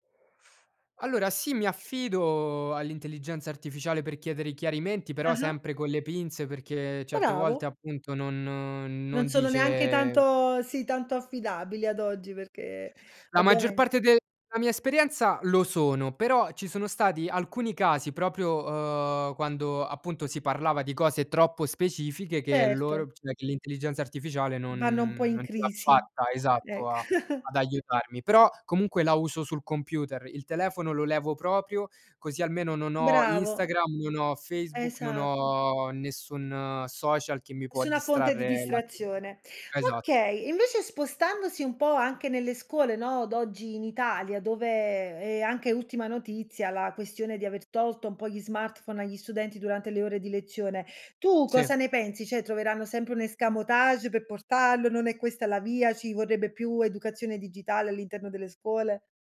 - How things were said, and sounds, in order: "cioè" said as "ceh"; chuckle; "Cioè" said as "ceh"
- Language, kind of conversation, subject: Italian, podcast, Come sfrutti la tecnologia per imparare meglio?